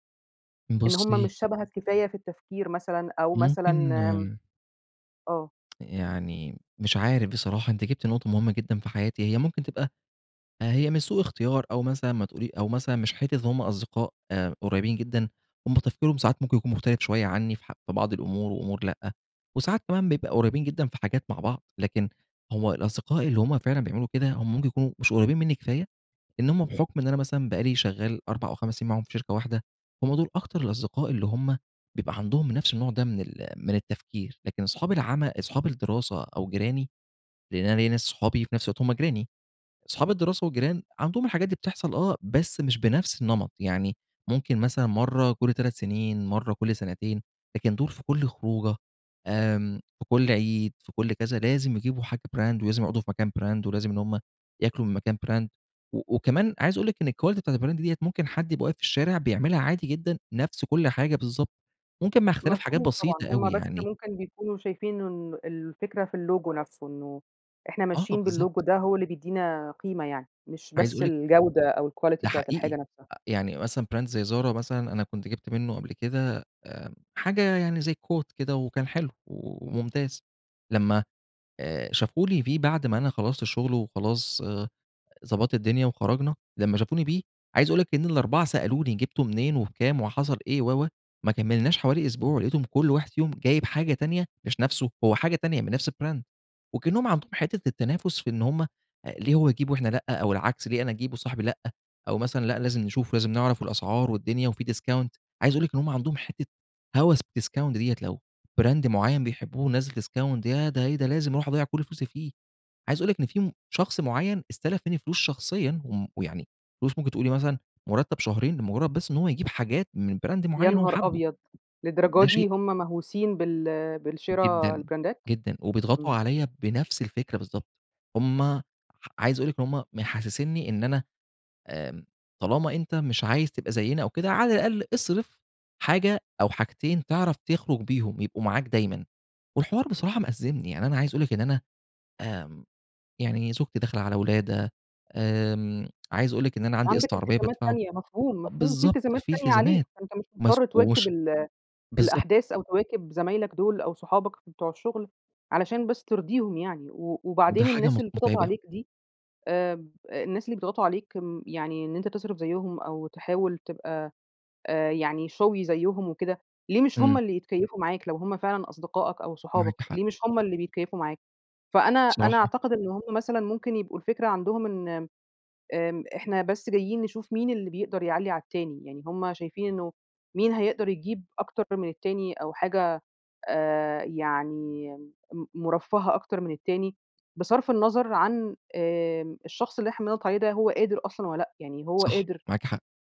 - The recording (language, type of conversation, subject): Arabic, advice, إزاي أتعامل مع ضغط صحابي عليّا إني أصرف عشان أحافظ على شكلي قدام الناس؟
- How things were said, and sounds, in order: horn; in English: "brand"; in English: "brand"; in English: "brand"; in English: "الquality"; in English: "الBrand"; in English: "اللوجو"; in English: "باللوجو"; in English: "الquality"; in English: "brand"; in English: "coat"; in English: "الbrand"; in English: "discount"; in English: "بالdiscount"; in English: "brand"; in English: "discount"; in English: "brand"; tapping; in English: "البراندات"; in English: "showy"